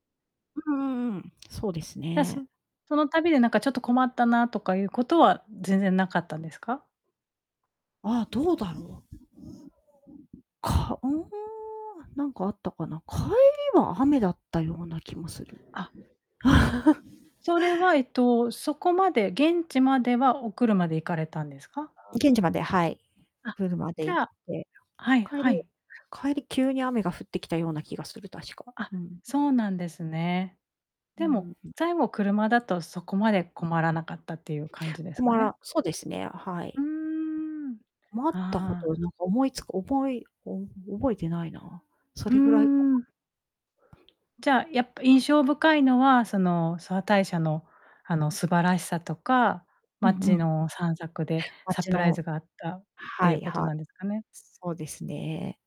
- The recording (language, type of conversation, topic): Japanese, podcast, 一番印象に残っている旅の思い出は何ですか？
- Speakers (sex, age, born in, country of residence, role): female, 40-44, Japan, Japan, host; female, 45-49, Japan, Japan, guest
- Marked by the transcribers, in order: other background noise; giggle; mechanical hum; distorted speech; unintelligible speech; static